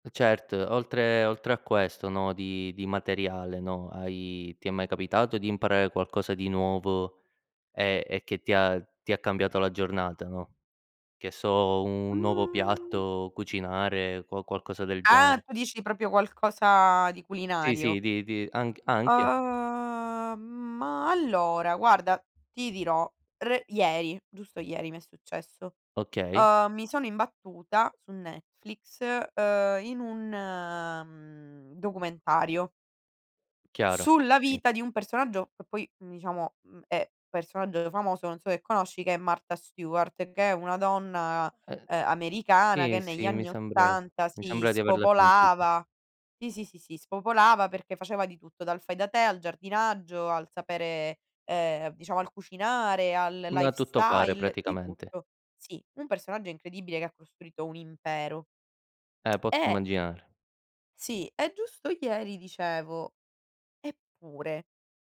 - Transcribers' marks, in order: other noise; "proprio" said as "propio"; drawn out: "Uhm"; other background noise; drawn out: "un, mhmm"; tapping; in English: "lifestyle"
- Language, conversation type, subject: Italian, unstructured, Hai mai imparato qualcosa che ti ha cambiato la giornata?